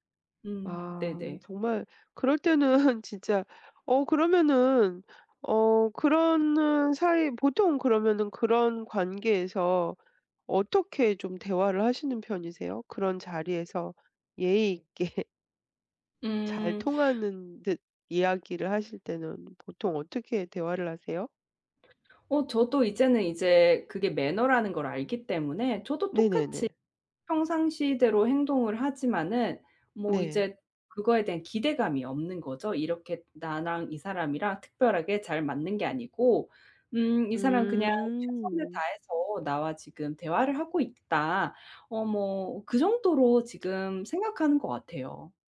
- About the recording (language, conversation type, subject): Korean, advice, 새로운 지역의 관습이나 예절을 몰라 실수했다고 느꼈던 상황을 설명해 주실 수 있나요?
- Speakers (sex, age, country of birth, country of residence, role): female, 30-34, South Korea, United States, user; female, 50-54, South Korea, Italy, advisor
- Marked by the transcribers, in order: laughing while speaking: "때는"; laughing while speaking: "예의 있게?"; tapping